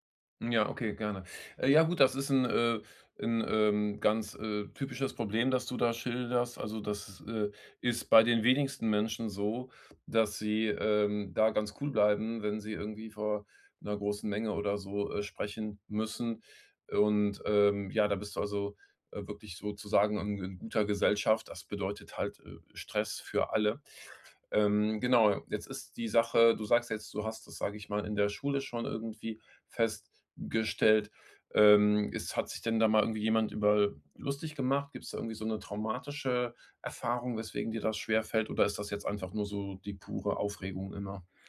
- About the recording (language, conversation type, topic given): German, advice, Wie kann ich in sozialen Situationen weniger nervös sein?
- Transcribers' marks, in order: none